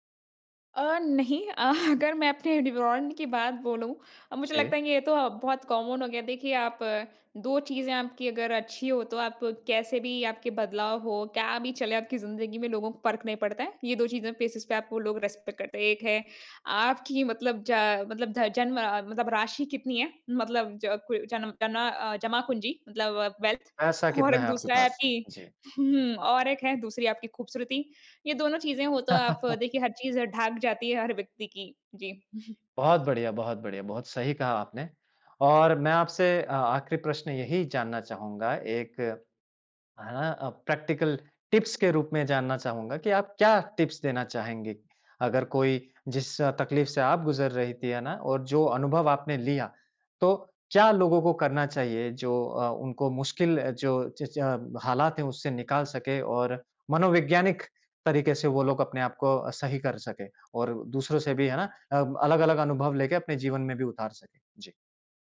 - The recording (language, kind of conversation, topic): Hindi, podcast, किस अनुभव ने आपकी सोच सबसे ज़्यादा बदली?
- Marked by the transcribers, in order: laughing while speaking: "अह"; in English: "कॉमन"; in English: "फ़ेसिस"; in English: "रिस्पेक्ट"; "जमापूंजी" said as "जमाकूंजी"; in English: "वेल्थ"; laugh; "ढक" said as "ढाक"; other background noise; in English: "प्रैक्टिकल टिप्स"; in English: "टिप्स"